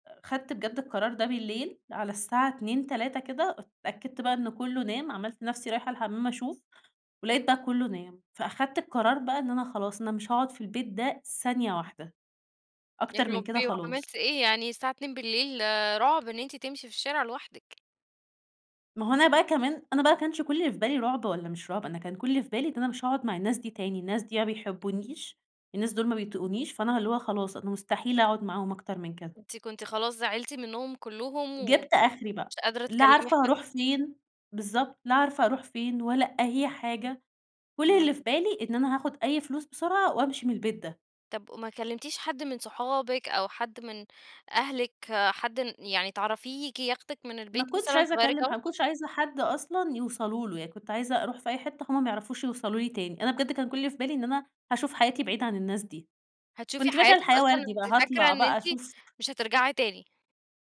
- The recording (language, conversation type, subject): Arabic, podcast, مين ساعدك لما كنت تايه؟
- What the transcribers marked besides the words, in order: tapping